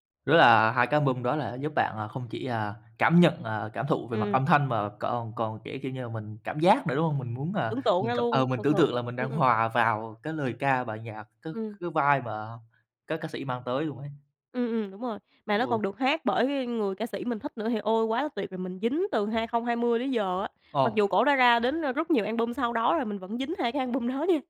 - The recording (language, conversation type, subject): Vietnamese, podcast, Bạn thay đổi gu nghe nhạc như thế nào qua từng giai đoạn của cuộc đời?
- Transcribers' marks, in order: tapping; in English: "vibe"; other background noise; laughing while speaking: "đó nha"